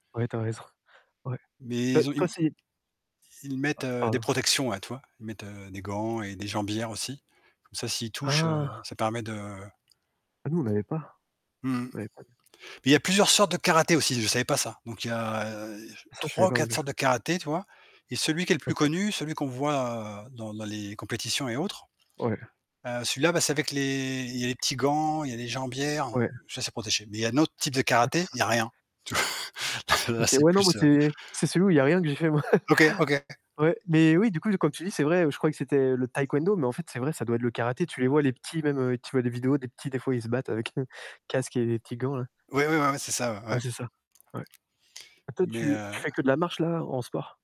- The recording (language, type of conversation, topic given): French, unstructured, Qu’est-ce qui te surprend le plus lorsque tu repenses à ton enfance ?
- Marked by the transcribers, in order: distorted speech; surprised: "Ah"; tapping; other background noise; drawn out: "a"; laughing while speaking: "Tu v là"; chuckle; stressed: "taekwondo"; chuckle